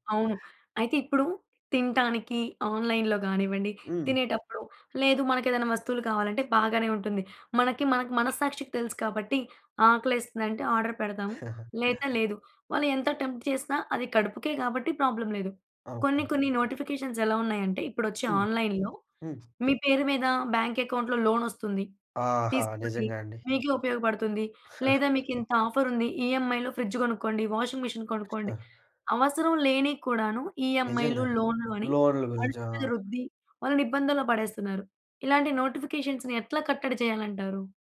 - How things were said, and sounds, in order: in English: "ఆన్‌లై‌న్‌లో"; in English: "ఆర్డర్"; chuckle; in English: "టెంప్ట్"; in English: "ప్రాబ్లమ్"; in English: "నోటిఫికేషన్స్"; in English: "ఆన్‌లై‌న్‌లో"; in English: "అకౌంట్‌లో"; chuckle; in English: "ఆఫర్"; in English: "వాషింగ్ మిషన్"; other background noise; in English: "నోటిఫికేషన్స్‌ని"
- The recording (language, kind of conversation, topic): Telugu, podcast, ఆన్‌లైన్ నోటిఫికేషన్లు మీ దినచర్యను ఎలా మార్చుతాయి?